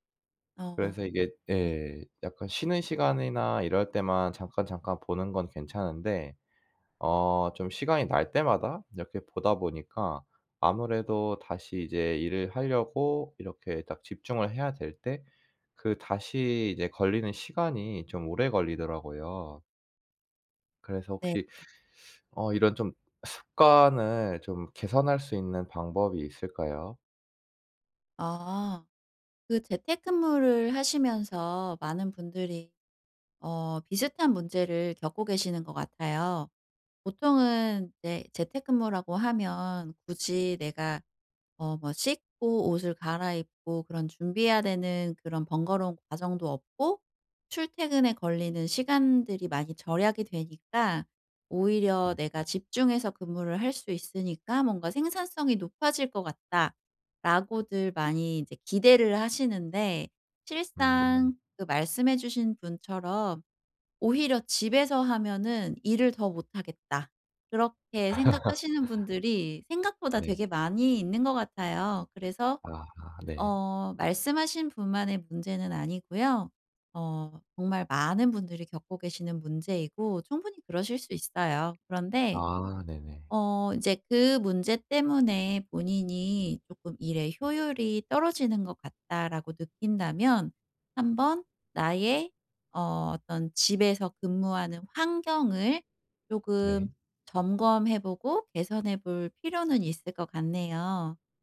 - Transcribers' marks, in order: other background noise; tapping; laugh
- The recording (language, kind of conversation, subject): Korean, advice, 주의 산만함을 어떻게 관리하면 집중을 더 잘할 수 있을까요?